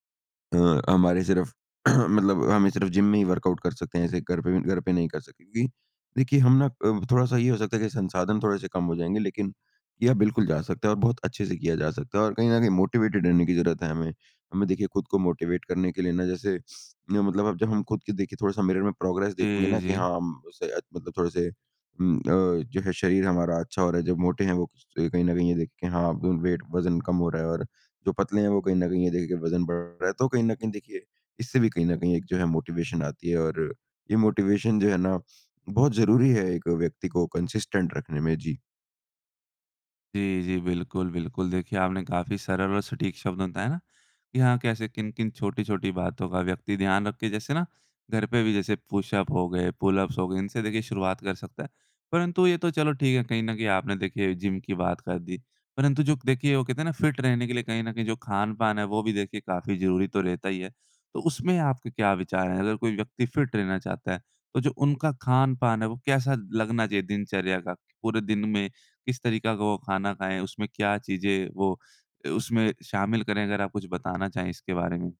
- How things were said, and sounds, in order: throat clearing; in English: "वर्कआउट"; in English: "मोटिवेटेड"; in English: "मोटिवेट"; in English: "मिरर"; in English: "प्रोग्रेस"; in English: "वेट"; in English: "मोटिवेशन"; in English: "मोटिवेशन"; in English: "कंसिस्टेंट"; in English: "फिट"; in English: "फिट"
- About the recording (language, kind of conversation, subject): Hindi, podcast, घर पर बिना जिम जाए फिट कैसे रहा जा सकता है?